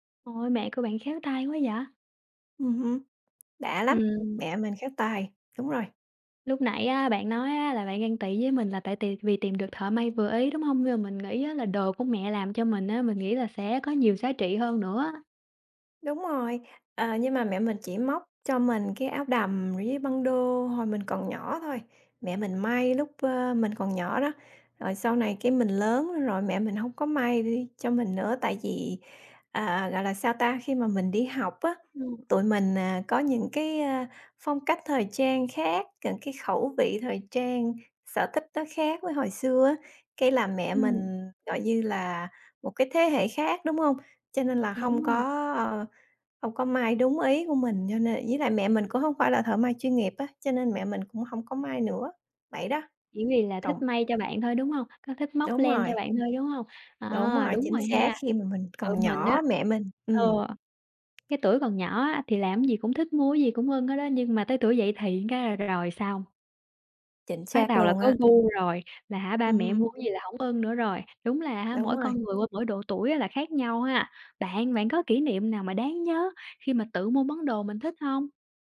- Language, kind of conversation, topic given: Vietnamese, unstructured, Bạn cảm thấy thế nào khi tự mua được món đồ mình thích?
- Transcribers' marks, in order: tapping; other background noise; unintelligible speech; other noise